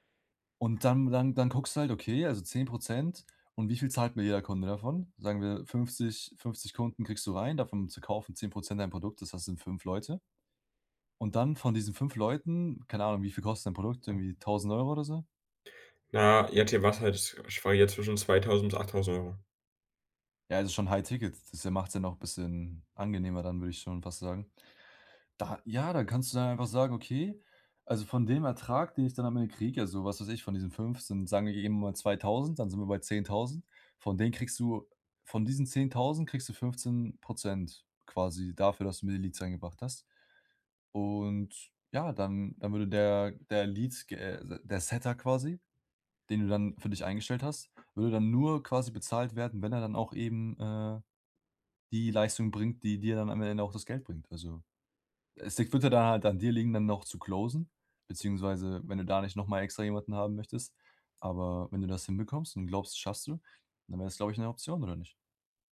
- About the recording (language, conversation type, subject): German, advice, Wie kann ich Motivation und Erholung nutzen, um ein Trainingsplateau zu überwinden?
- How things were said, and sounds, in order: other background noise; unintelligible speech; in English: "High-Ticket"; in English: "Leads"; in English: "Lead"; in English: "Setter"; in English: "closen"